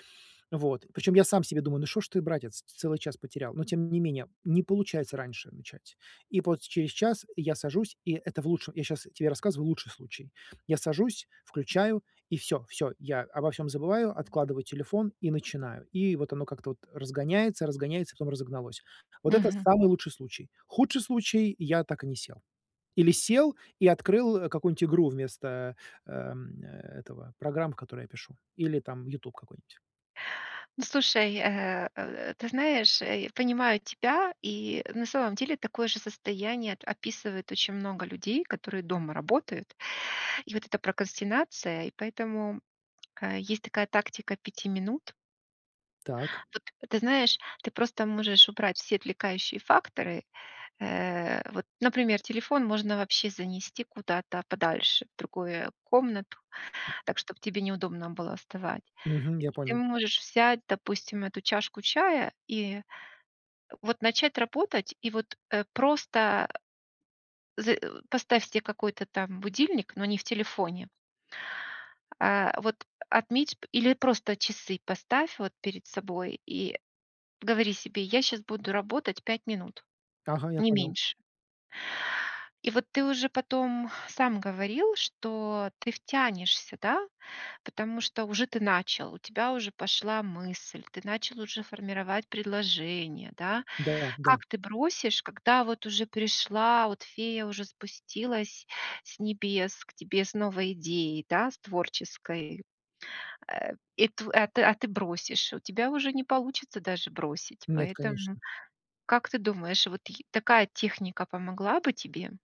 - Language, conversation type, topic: Russian, advice, Как мне лучше управлять временем и расставлять приоритеты?
- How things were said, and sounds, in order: "что" said as "шо"; tapping; "вот" said as "пот"; other background noise